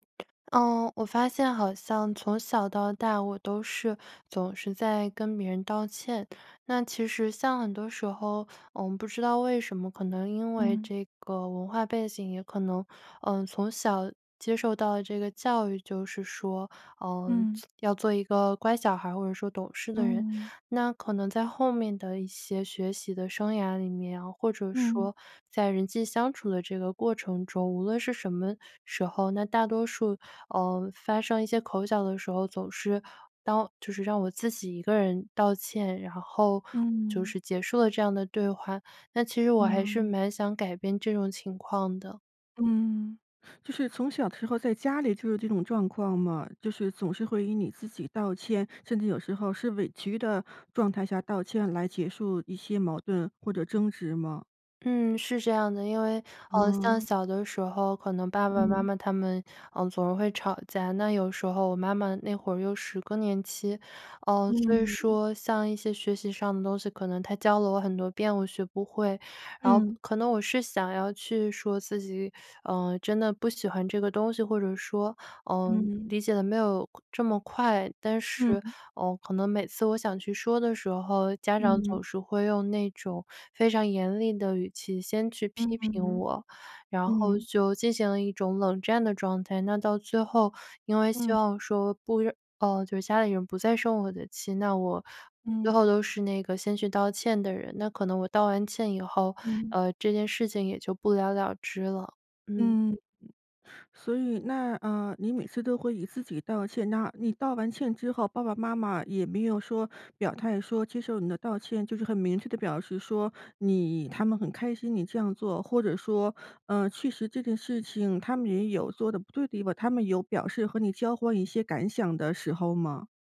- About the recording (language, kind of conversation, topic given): Chinese, advice, 为什么我在表达自己的意见时总是以道歉收尾？
- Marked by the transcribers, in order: none